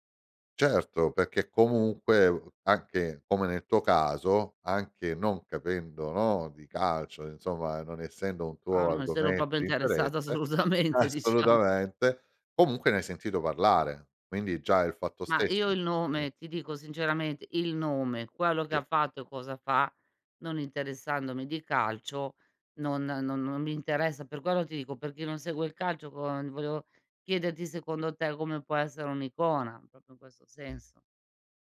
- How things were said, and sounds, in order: laughing while speaking: "assolutamente, diciamo"; unintelligible speech; tapping
- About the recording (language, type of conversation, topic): Italian, podcast, Secondo te, che cos’è un’icona culturale oggi?